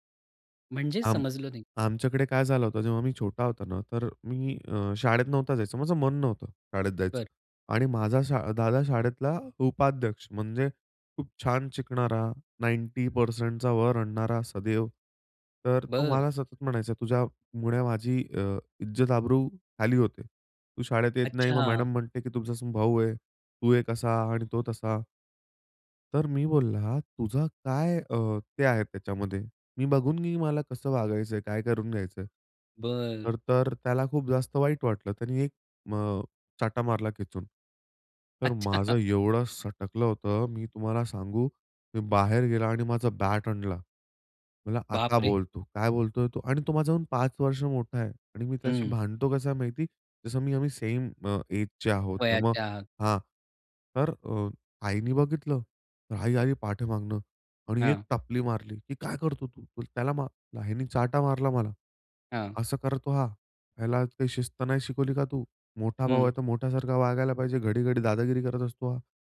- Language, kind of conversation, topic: Marathi, podcast, भांडणानंतर घरातलं नातं पुन्हा कसं मजबूत करतोस?
- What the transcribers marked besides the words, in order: in English: "नाइंटी पर्सेंटचा"; in Hindi: "चाटा"; angry: "तर माझं एवढं सटकलं होतं … काय बोलतोय तू?"; laughing while speaking: "अच्छा"; afraid: "बाप रे!"; in English: "सेम"; in English: "एजचे"; in Hindi: "चाटा"